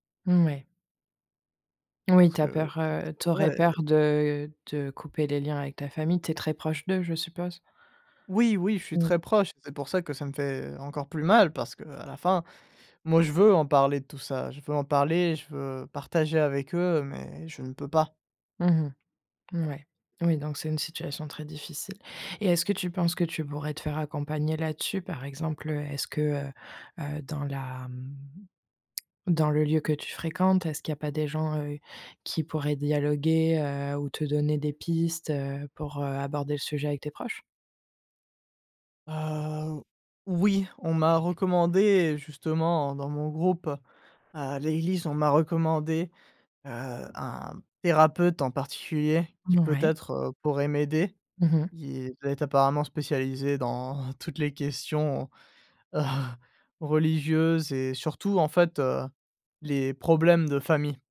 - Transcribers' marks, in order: lip smack; chuckle
- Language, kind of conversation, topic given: French, advice, Pourquoi caches-tu ton identité pour plaire à ta famille ?